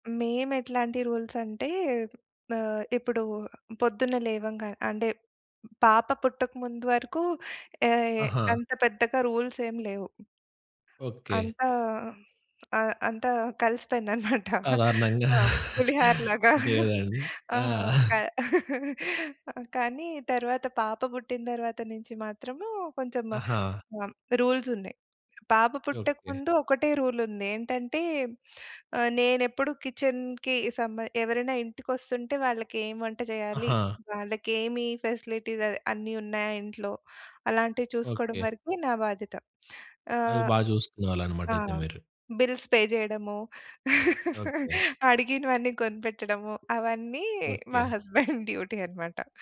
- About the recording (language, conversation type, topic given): Telugu, podcast, ఇద్దరు లేదా అంతకంటే ఎక్కువ మందితో కలిసి ఉండే ఇంటిని మీరు ఎలా సమన్వయం చేసుకుంటారు?
- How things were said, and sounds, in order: in English: "రూల్స్"; other background noise; chuckle; giggle; in English: "రూల్"; in English: "కిచెన్‌కి"; in English: "ఫెసిలిటీస్"; in English: "బిల్స్ పే"; chuckle; in English: "హస్బెండ్ డ్యూటీ"